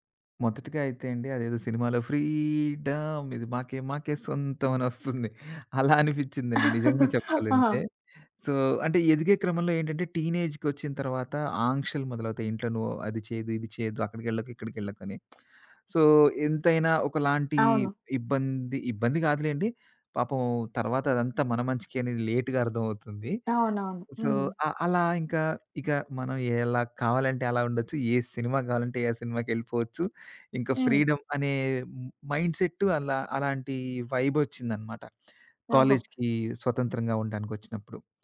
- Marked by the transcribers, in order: singing: "ఫ్రీడమ్ ఇది మాకే మాకే సొంతం"; in English: "ఫ్రీడమ్"; laughing while speaking: "అలా అనిపించిందండి"; chuckle; in English: "సో"; in English: "టీనేజ్‌కి"; lip smack; in English: "సో"; in English: "లేట్‌గా"; in English: "సో"; in English: "ఫ్రీడమ్"
- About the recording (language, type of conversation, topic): Telugu, podcast, మీరు ఇంటి నుంచి బయటకు వచ్చి స్వతంత్రంగా జీవించడం మొదలు పెట్టినప్పుడు మీకు ఎలా అనిపించింది?